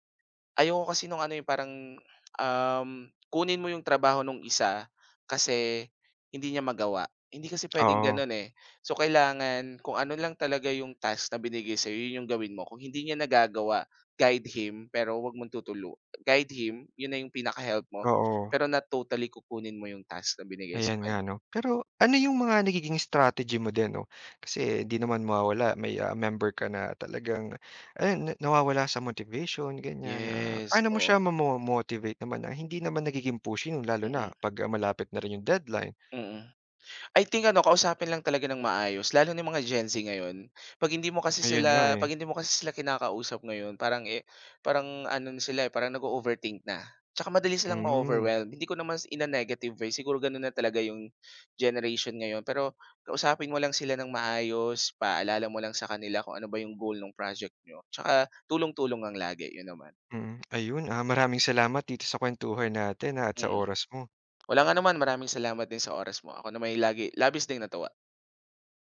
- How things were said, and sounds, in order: none
- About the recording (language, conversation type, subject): Filipino, podcast, Paano ka nakikipagtulungan sa ibang alagad ng sining para mas mapaganda ang proyekto?